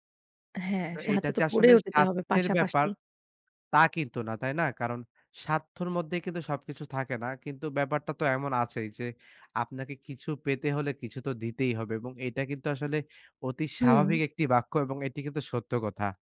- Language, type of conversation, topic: Bengali, podcast, কাউকে না বলার সময় আপনি কীভাবে ‘না’ জানান?
- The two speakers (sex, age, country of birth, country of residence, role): female, 35-39, Bangladesh, Germany, host; male, 25-29, Bangladesh, Bangladesh, guest
- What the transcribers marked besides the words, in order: none